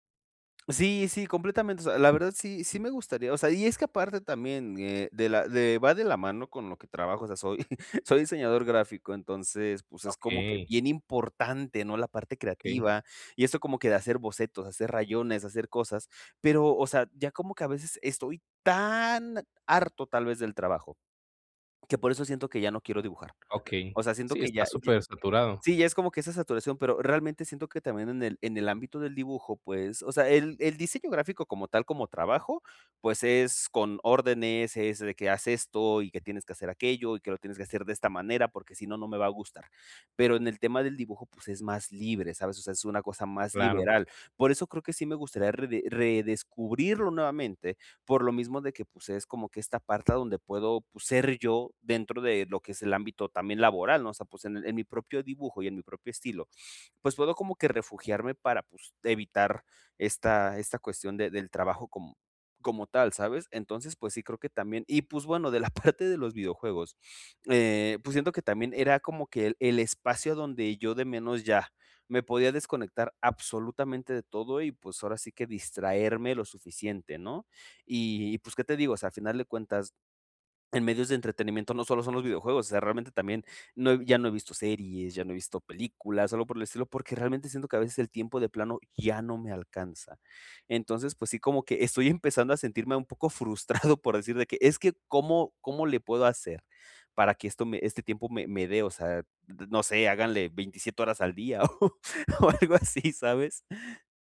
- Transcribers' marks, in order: laughing while speaking: "soy"; stressed: "tan"; "parte" said as "parta"; laughing while speaking: "parte"; laughing while speaking: "o o algo así"
- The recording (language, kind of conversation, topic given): Spanish, advice, ¿Cómo puedo volver a conectar con lo que me apasiona si me siento desconectado?